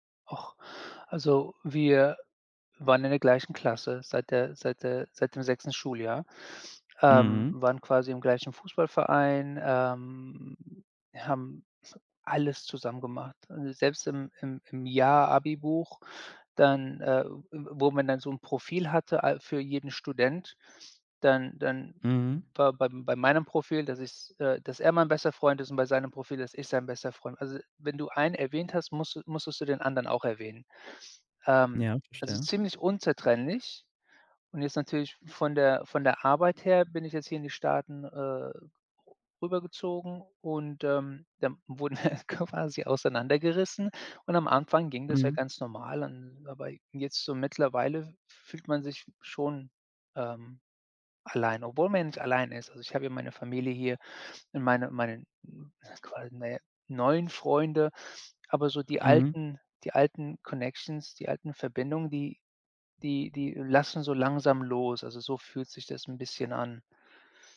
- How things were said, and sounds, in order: snort; snort; laughing while speaking: "quasi"; other background noise
- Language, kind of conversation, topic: German, advice, Warum fühlen sich alte Freundschaften nach meinem Umzug plötzlich fremd an, und wie kann ich aus der Isolation herausfinden?